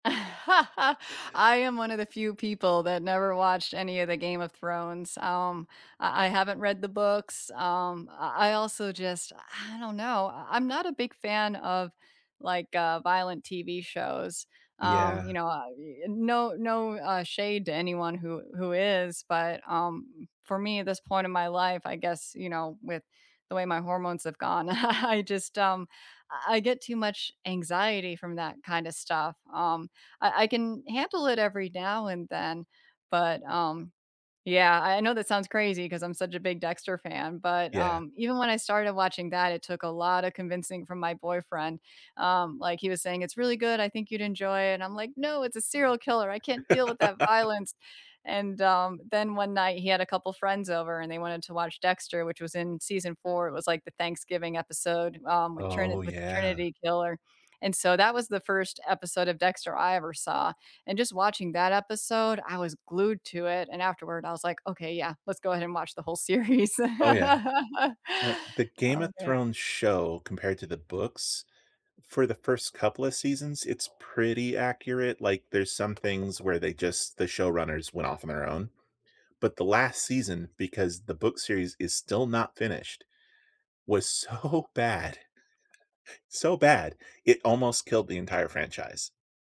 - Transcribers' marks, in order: laugh; chuckle; laughing while speaking: "I I"; laugh; laughing while speaking: "series"; laugh; other background noise; laughing while speaking: "so"; chuckle
- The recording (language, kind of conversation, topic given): English, unstructured, What movie, TV show, or book plot twist blew your mind, and why did it stick with you?
- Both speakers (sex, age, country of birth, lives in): female, 45-49, United States, United States; male, 40-44, United States, United States